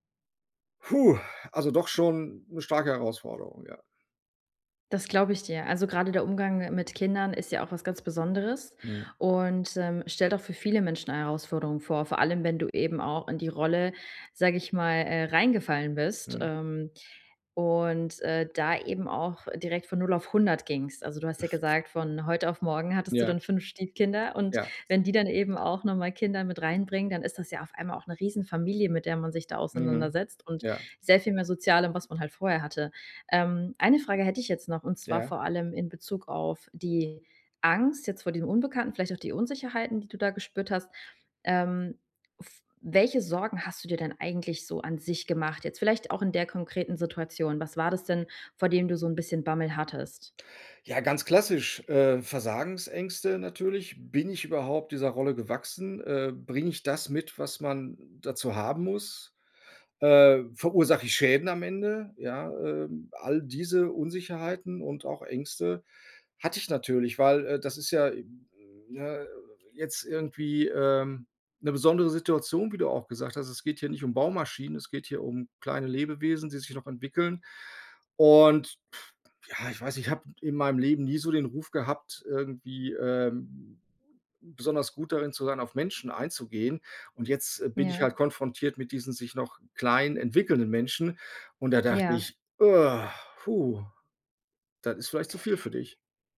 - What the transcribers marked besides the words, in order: chuckle; blowing
- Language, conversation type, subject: German, advice, Wie gehe ich mit der Angst vor dem Unbekannten um?